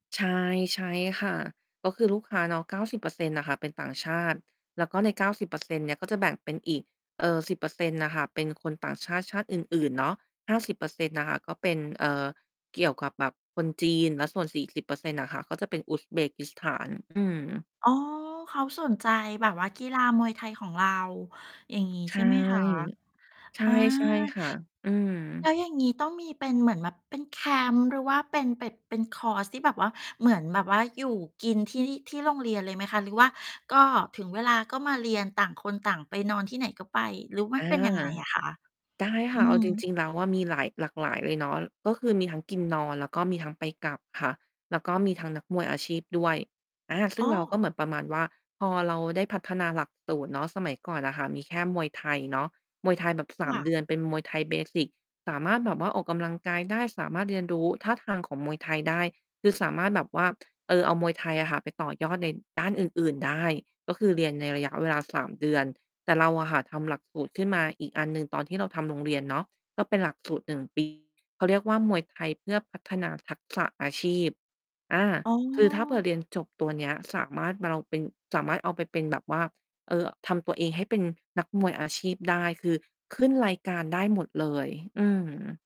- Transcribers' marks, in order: other background noise; distorted speech; static; in English: "เบสิก"; mechanical hum
- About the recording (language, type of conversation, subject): Thai, podcast, คุณคิดอย่างไรกับการเปลี่ยนงานเพราะเงินกับเพราะความสุข?